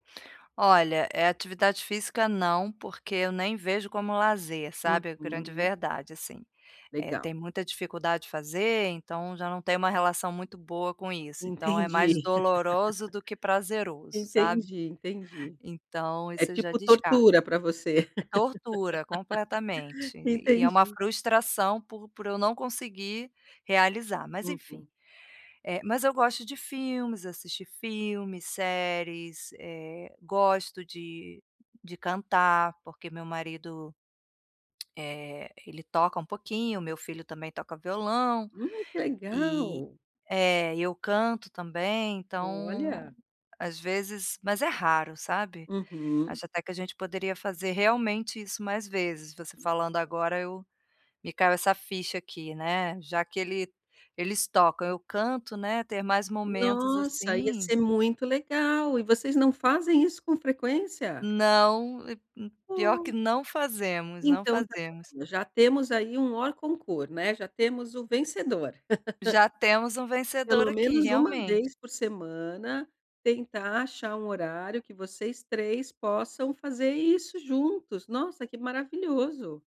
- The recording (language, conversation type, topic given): Portuguese, advice, Como posso criar uma rotina de lazer em casa que eu consiga manter de forma consistente?
- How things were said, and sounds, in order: chuckle; chuckle; tapping; other noise; in French: "hors concours"; chuckle